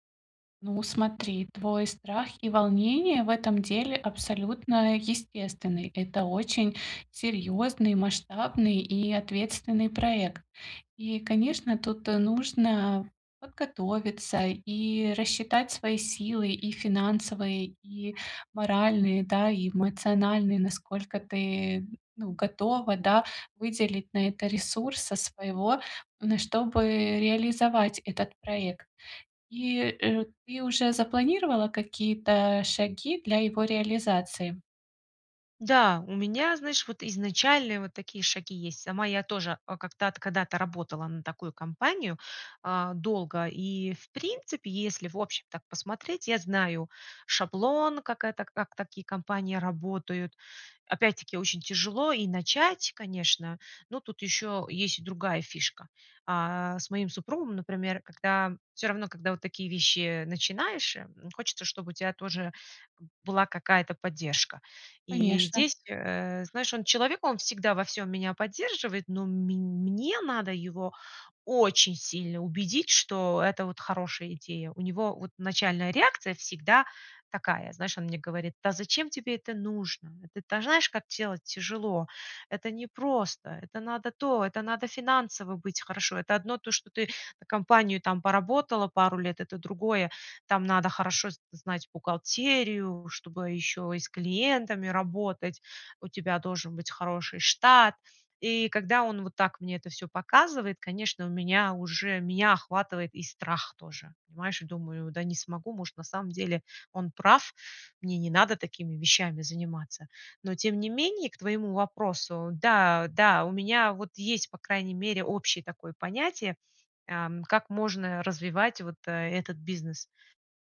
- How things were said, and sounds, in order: none
- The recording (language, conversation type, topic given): Russian, advice, Как заранее увидеть и подготовиться к возможным препятствиям?